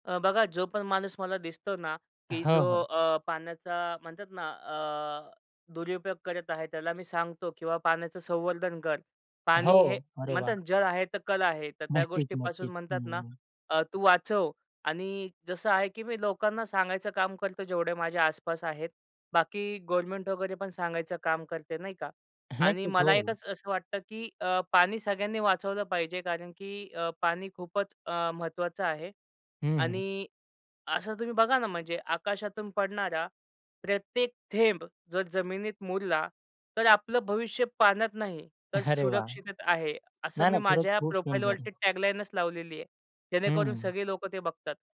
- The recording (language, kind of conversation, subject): Marathi, podcast, दैनंदिन आयुष्यात पाण्याचं संवर्धन आपण कसं करू शकतो?
- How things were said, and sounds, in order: other background noise; chuckle; in English: "प्रोफाइलवरती टॅगलाईनचं"